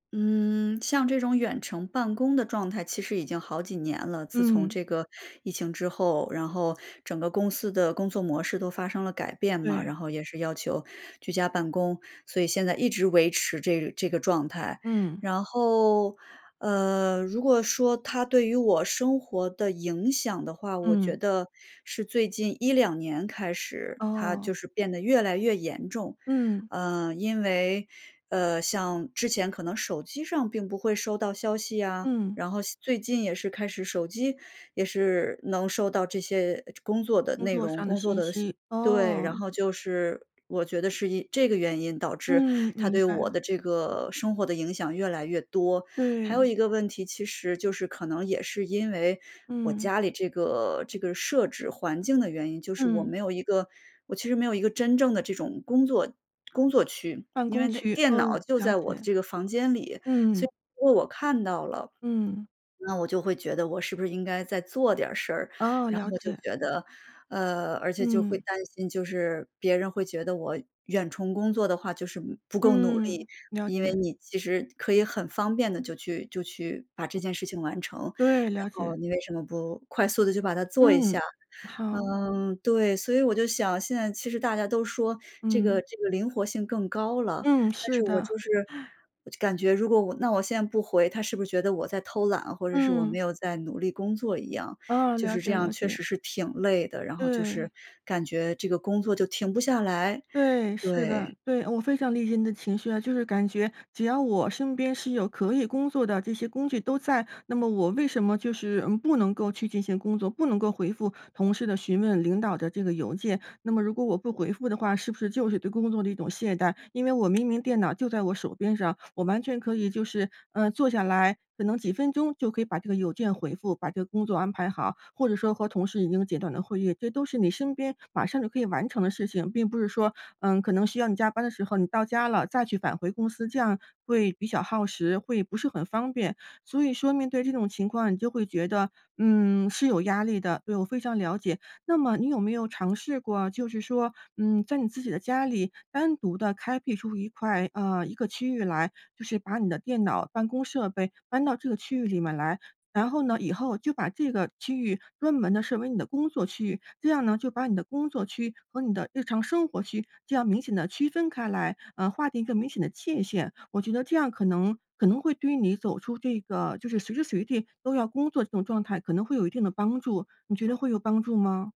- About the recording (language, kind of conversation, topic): Chinese, advice, 长期远程办公时，我该如何调整生活与工作之间的边界？
- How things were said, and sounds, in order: other background noise; swallow; laugh